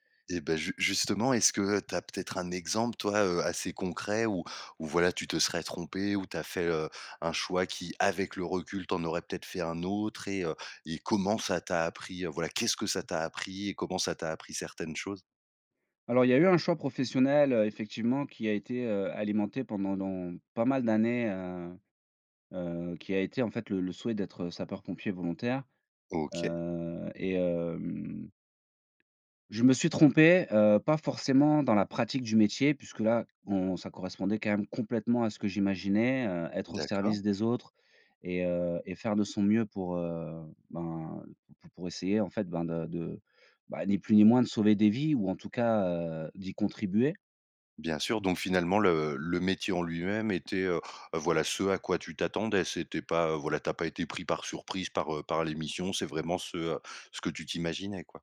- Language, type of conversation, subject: French, podcast, Quand tu fais une erreur, comment gardes-tu confiance en toi ?
- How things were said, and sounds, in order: other background noise; stressed: "qu'est-ce"; drawn out: "hem"; tapping